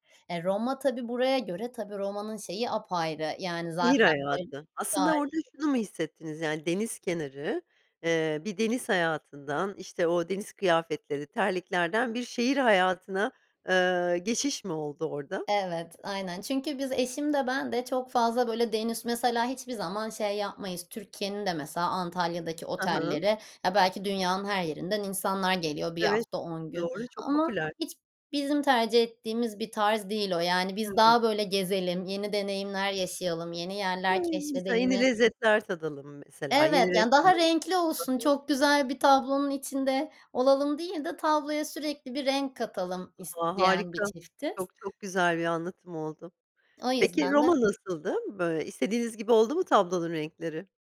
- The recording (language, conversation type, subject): Turkish, podcast, En unutamadığın seyahat anını anlatır mısın?
- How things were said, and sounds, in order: other background noise